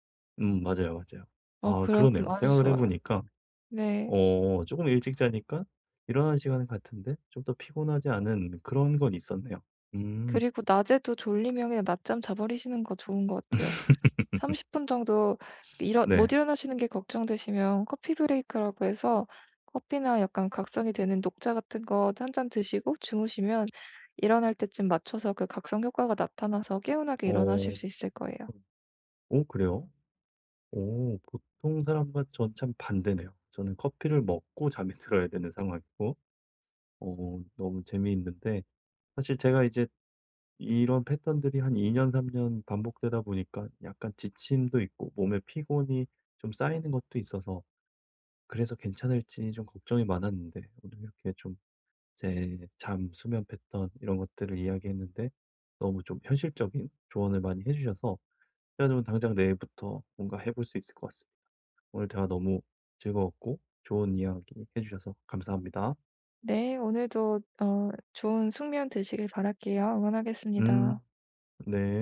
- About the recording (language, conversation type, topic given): Korean, advice, 일정한 수면 스케줄을 만들고 꾸준히 지키려면 어떻게 하면 좋을까요?
- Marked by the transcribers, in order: other background noise; tapping; laugh; laughing while speaking: "들어야"